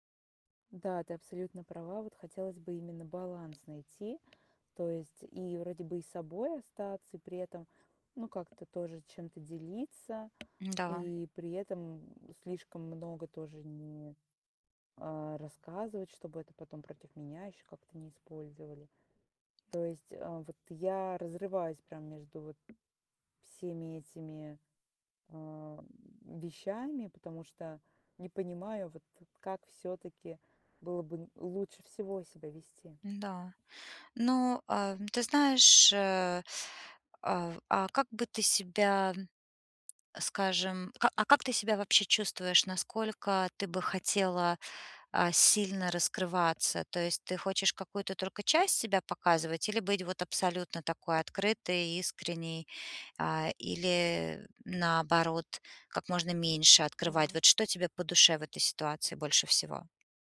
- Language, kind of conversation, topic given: Russian, advice, Как мне сочетать искренность с желанием вписаться в новый коллектив, не теряя себя?
- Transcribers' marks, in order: tapping